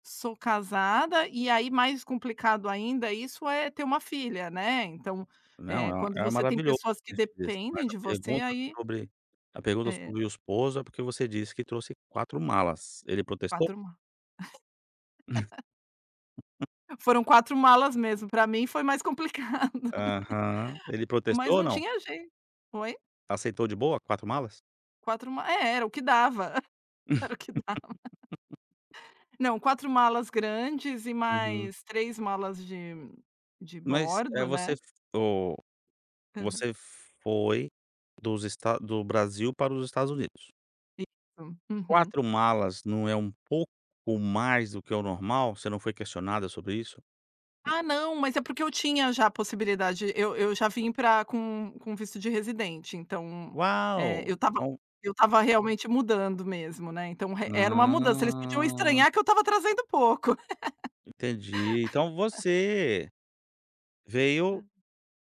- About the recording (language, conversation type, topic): Portuguese, podcast, Como você lidou com o medo de começar do zero?
- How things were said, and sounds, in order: laugh; laughing while speaking: "complicado"; laugh; laughing while speaking: "Era o que dava"; tapping; laugh